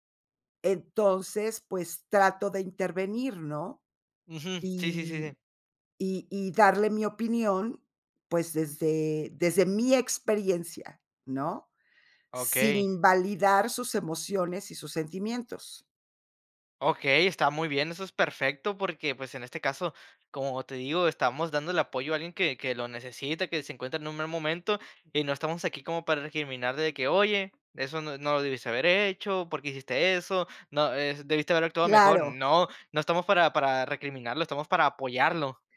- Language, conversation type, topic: Spanish, podcast, ¿Qué haces para que alguien se sienta entendido?
- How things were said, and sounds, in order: none